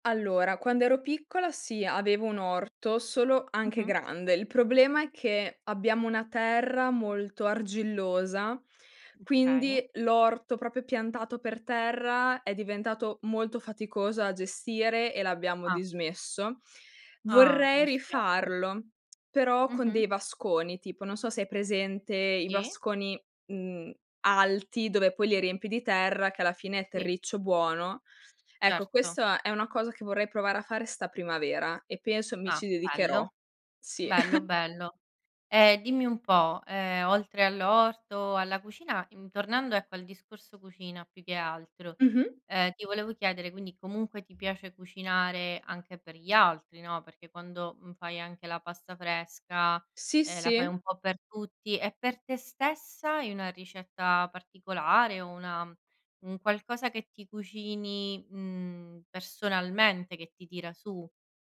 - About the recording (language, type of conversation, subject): Italian, podcast, Come gestisci lo stress nella vita di tutti i giorni?
- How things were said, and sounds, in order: breath; inhale; tongue click; chuckle